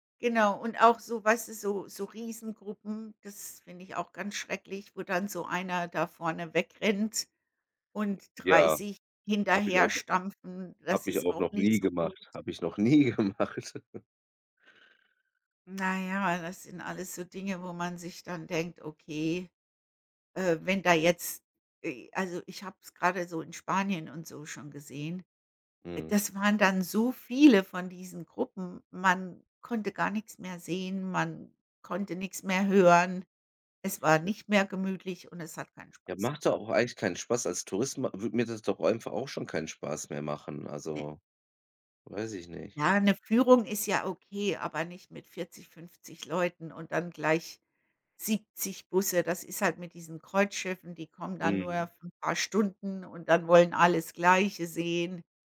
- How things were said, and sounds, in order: laughing while speaking: "nie gemacht"; giggle
- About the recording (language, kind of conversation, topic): German, unstructured, Findest du, dass Massentourismus zu viel Schaden anrichtet?